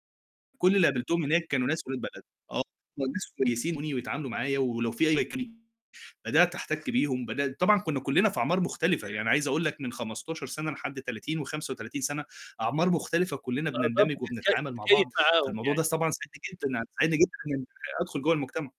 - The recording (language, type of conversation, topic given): Arabic, podcast, إيه اللي بيخلّي الواحد يحس إنه بينتمي لمجتمع؟
- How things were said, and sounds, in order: distorted speech; alarm